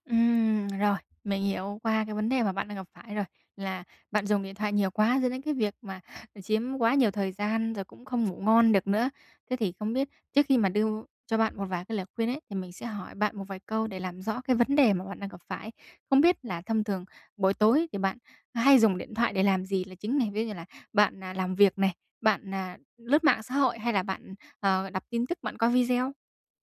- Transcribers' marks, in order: tapping
- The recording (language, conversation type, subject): Vietnamese, advice, Làm thế nào để giảm thời gian dùng điện thoại vào buổi tối để ngủ ngon hơn?